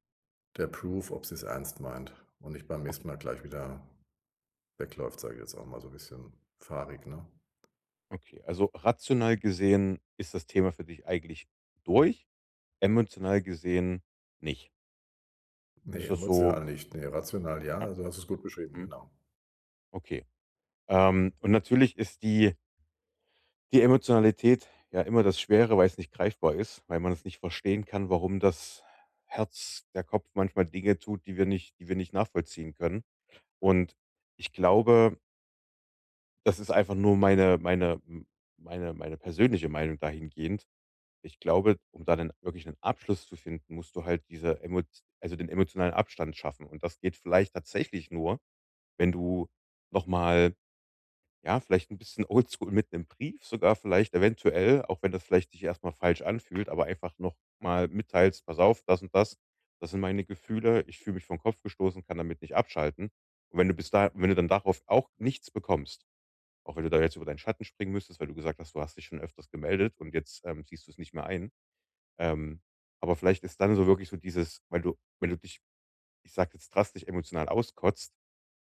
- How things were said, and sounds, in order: in English: "Proof"; in English: "Old School"; tapping
- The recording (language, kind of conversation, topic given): German, advice, Wie kann ich die Vergangenheit loslassen, um bereit für eine neue Beziehung zu sein?